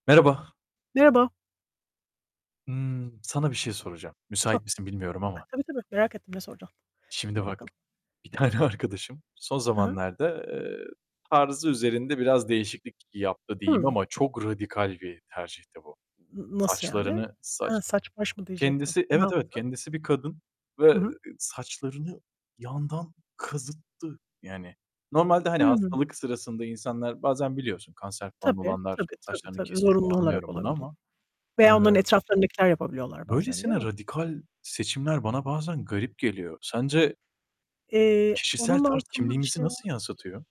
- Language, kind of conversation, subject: Turkish, unstructured, Sence kişisel tarzımız kimliğimizi nasıl yansıtır?
- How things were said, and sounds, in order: static; other background noise; tapping; laughing while speaking: "bir tane arkadaşım"; distorted speech